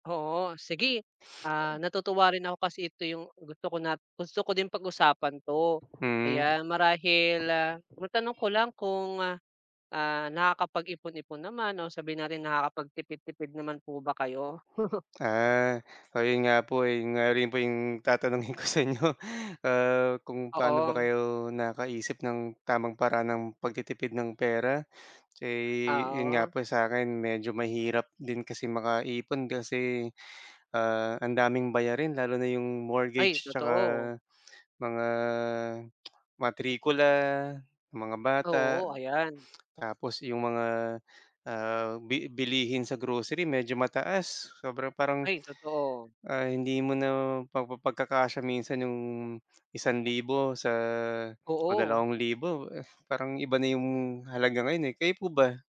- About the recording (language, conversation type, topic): Filipino, unstructured, Ano sa tingin mo ang tamang paraan ng pagtitipid ng pera?
- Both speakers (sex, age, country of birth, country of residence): male, 25-29, Philippines, Philippines; male, 40-44, Philippines, Philippines
- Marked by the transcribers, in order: chuckle